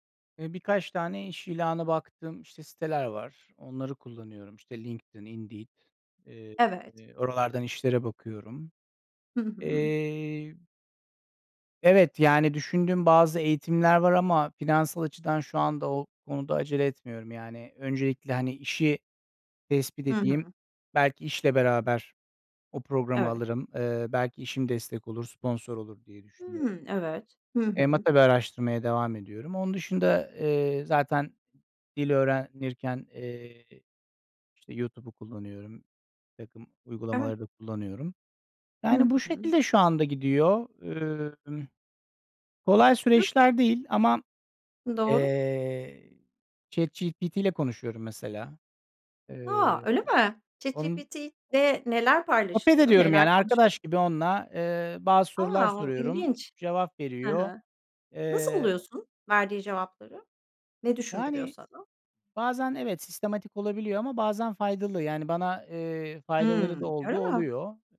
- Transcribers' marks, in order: other background noise; tapping
- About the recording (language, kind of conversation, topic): Turkish, podcast, Kendini geliştirmek için neler yapıyorsun?
- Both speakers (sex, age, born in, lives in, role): female, 45-49, Turkey, Netherlands, host; male, 40-44, Turkey, Netherlands, guest